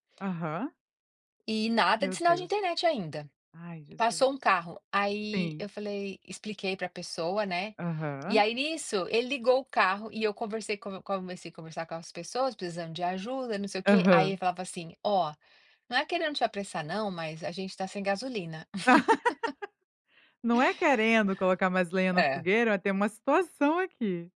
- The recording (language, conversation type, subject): Portuguese, podcast, Você já usou a tecnologia e ela te salvou — ou te traiu — quando você estava perdido?
- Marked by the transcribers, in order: laugh